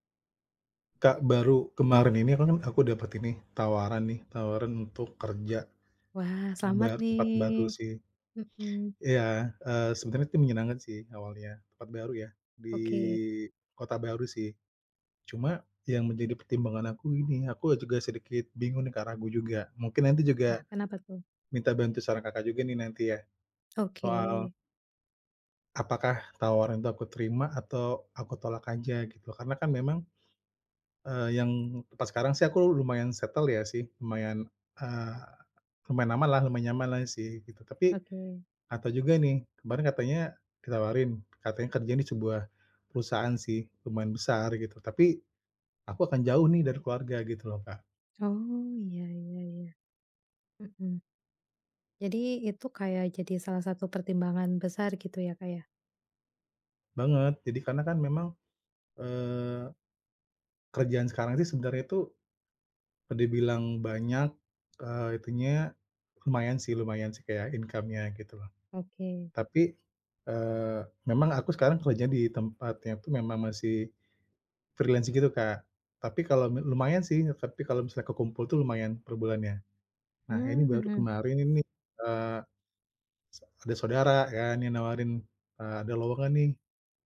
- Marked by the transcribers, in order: in English: "settle"; "ada" said as "ata"; in English: "income-nya"; in English: "freelance"
- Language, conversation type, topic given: Indonesian, advice, Bagaimana cara memutuskan apakah saya sebaiknya menerima atau menolak tawaran pekerjaan di bidang yang baru bagi saya?